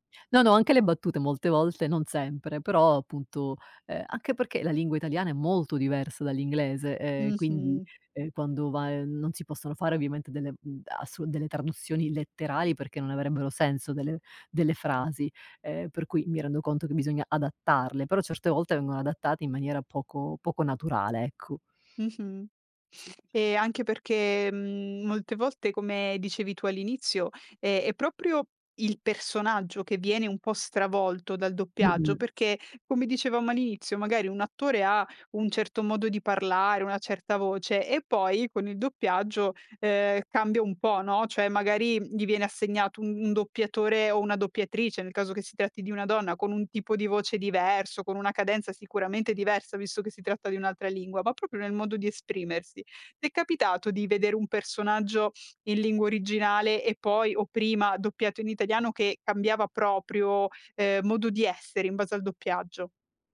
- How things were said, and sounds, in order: sniff; other background noise; "cioè" said as "ceh"; "proprio" said as "propio"
- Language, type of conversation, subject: Italian, podcast, Cosa ne pensi delle produzioni internazionali doppiate o sottotitolate?